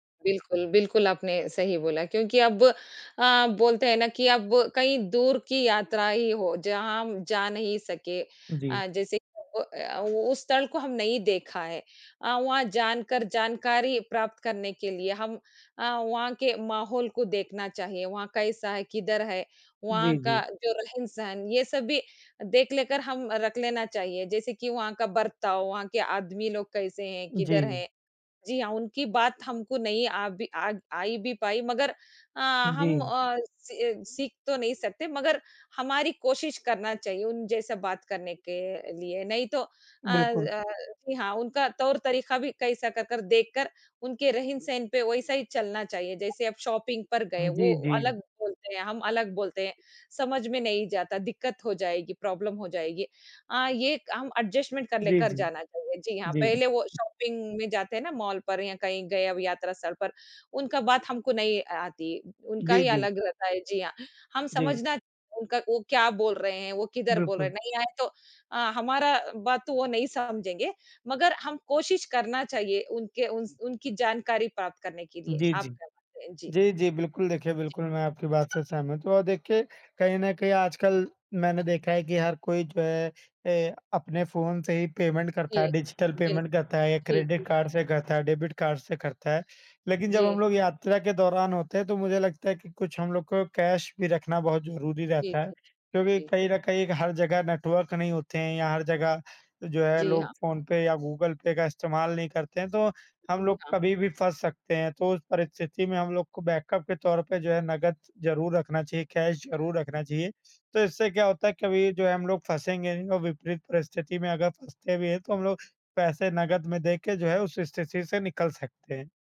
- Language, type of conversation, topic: Hindi, unstructured, यात्रा करते समय सबसे ज़रूरी चीज़ क्या होती है?
- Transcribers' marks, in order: in English: "शॉपिंग"; tapping; in English: "प्रॉब्लम"; in English: "एडजस्टमेंट"; in English: "शॉपिंग"; other background noise; in English: "कैश"; in English: "बैकअप"; in English: "कैश"